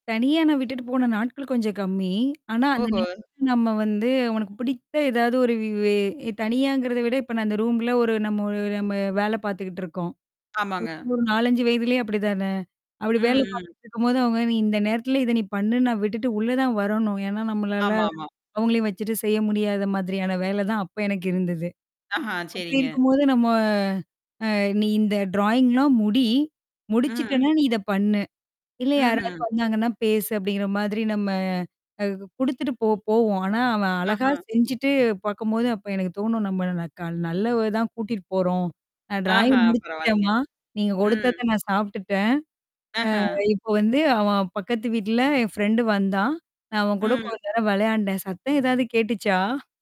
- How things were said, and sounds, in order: static; other noise; distorted speech; tapping; unintelligible speech; other background noise; drawn out: "நம்ம"; in English: "ட்ராயிங்லாம்"; "பாக்கும்போது" said as "பக்கும்போது"
- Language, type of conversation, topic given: Tamil, podcast, சிறார்களுக்கு தனிமை மற்றும் தனிப்பட்ட எல்லைகளை எப்படி கற்பிக்கலாம்?